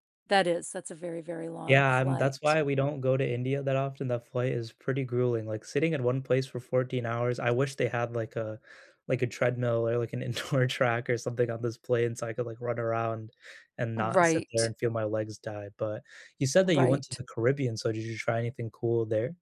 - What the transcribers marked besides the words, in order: laughing while speaking: "indoor track"
- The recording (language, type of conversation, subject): English, unstructured, What food-related surprise have you experienced while traveling?
- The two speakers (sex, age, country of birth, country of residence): female, 60-64, United States, United States; male, 20-24, United States, United States